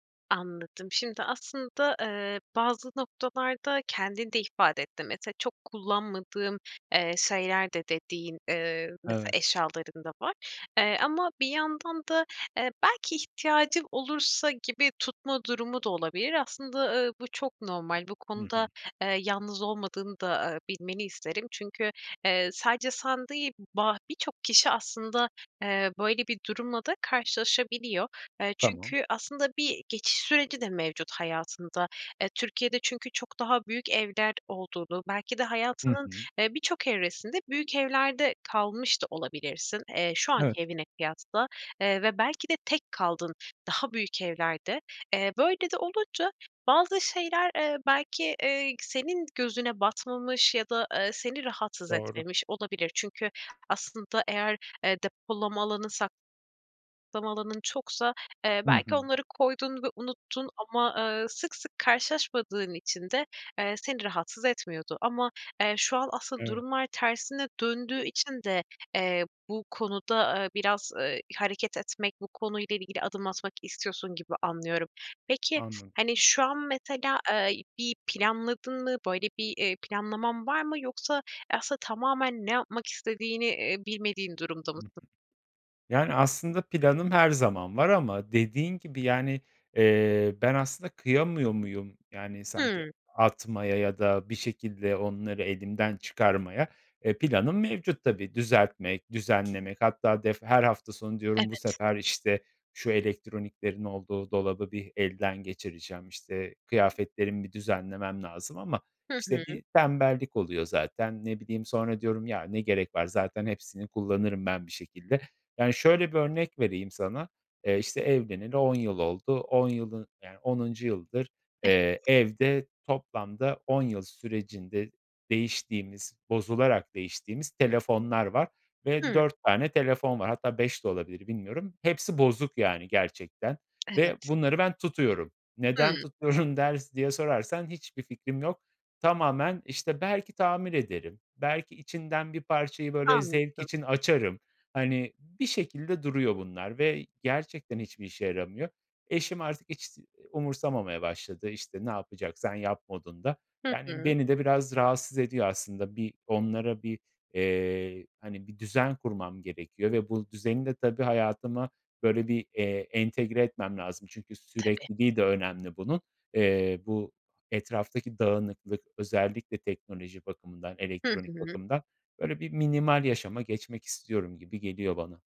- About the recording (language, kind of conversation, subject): Turkish, advice, Evde gereksiz eşyalar birikiyor ve yer kalmıyor; bu durumu nasıl çözebilirim?
- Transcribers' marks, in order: tapping; laughing while speaking: "tutuyorum"